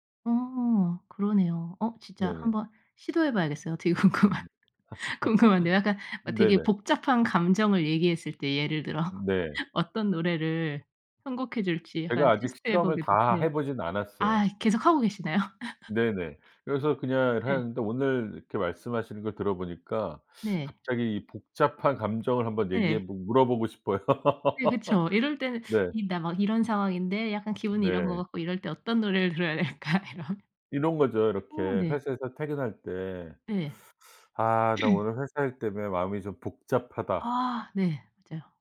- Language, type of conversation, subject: Korean, podcast, 가족의 음악 취향이 당신의 음악 취향에 영향을 주었나요?
- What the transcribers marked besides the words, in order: laughing while speaking: "궁금한"; laugh; laugh; tapping; laugh; laugh; laughing while speaking: "들어야 될까? 이런"; other background noise; throat clearing